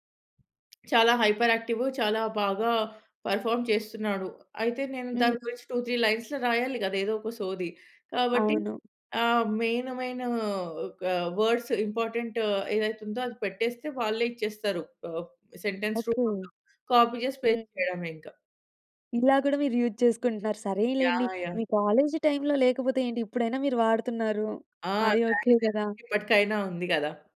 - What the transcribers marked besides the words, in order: other background noise; in English: "హైపర్ యాక్టివ్"; in English: "పెర్ఫార్మ్"; in English: "టూ త్రీ లైన్స్‌లో"; in English: "మెయిన్"; in English: "వర్డ్స్ ఇంపార్టెంట్"; in English: "సెంటెన్స్"; in English: "కాపీ"; in English: "పేస్ట్"; in English: "యూజ్"
- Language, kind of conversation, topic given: Telugu, podcast, ఆన్‌లైన్ మద్దతు దీర్ఘకాలంగా బలంగా నిలవగలదా, లేక అది తాత్కాలికమేనా?